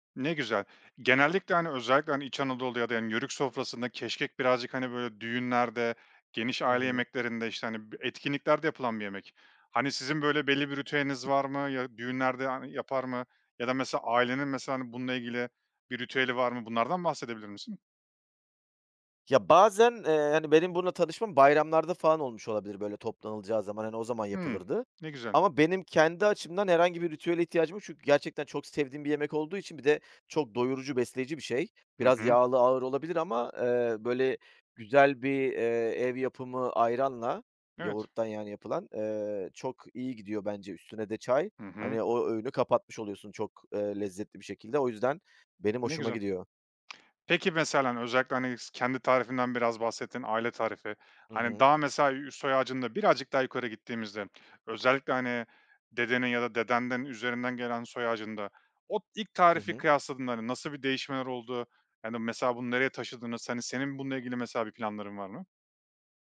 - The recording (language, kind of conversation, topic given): Turkish, podcast, Ailenin aktardığı bir yemek tarifi var mı?
- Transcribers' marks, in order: tapping; tongue click